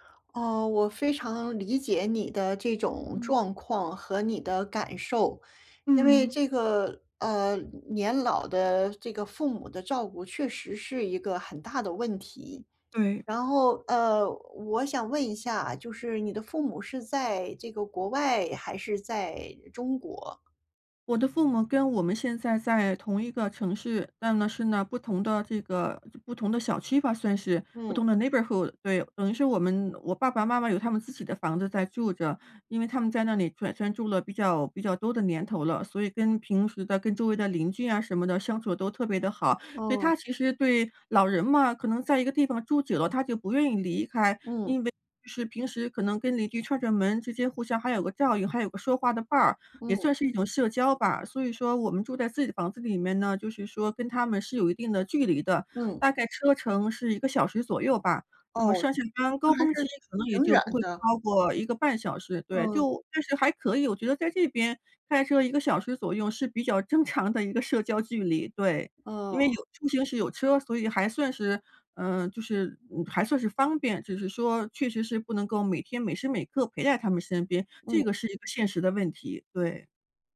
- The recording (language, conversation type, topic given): Chinese, advice, 我该如何在工作与照顾年迈父母之间找到平衡？
- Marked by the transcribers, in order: other background noise; in English: "neighborhood"